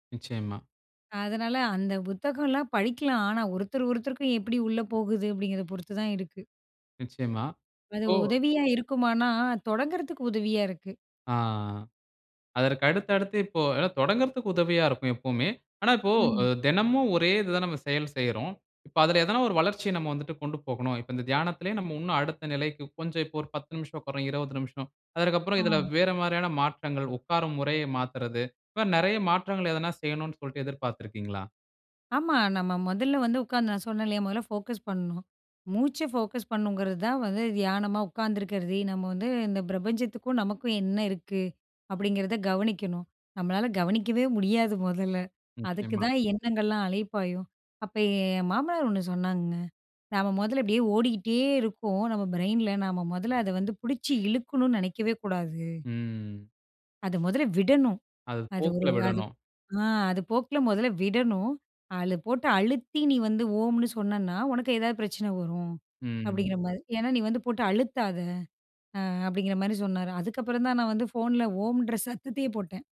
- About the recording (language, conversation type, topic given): Tamil, podcast, தியானத்தின் போது வரும் எதிர்மறை எண்ணங்களை நீங்கள் எப்படிக் கையாள்கிறீர்கள்?
- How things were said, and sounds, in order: in English: "ஃபோக்கஸ்"; in English: "ஃபோக்கஸ்"; in English: "பிரைன்ல"; drawn out: "ம்"; laughing while speaking: "சத்தத்தையே போட்டேன்"